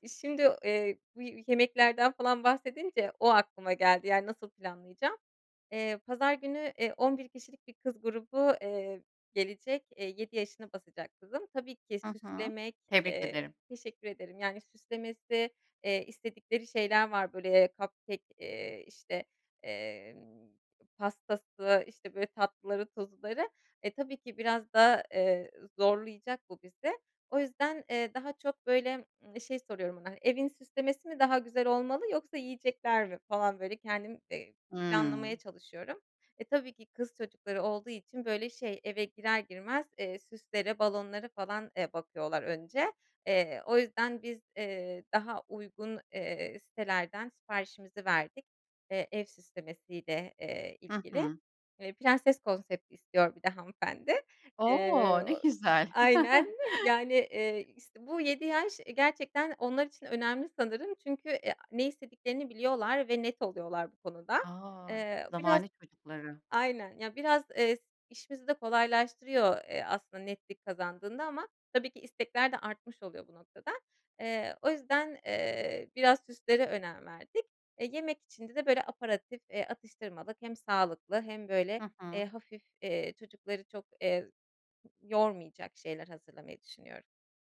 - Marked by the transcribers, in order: in English: "cupcake"; "işte" said as "iste"; chuckle; other noise; "aperitif" said as "aparatif"
- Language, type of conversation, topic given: Turkish, podcast, Bütçe kısıtlıysa kutlama yemeğini nasıl hazırlarsın?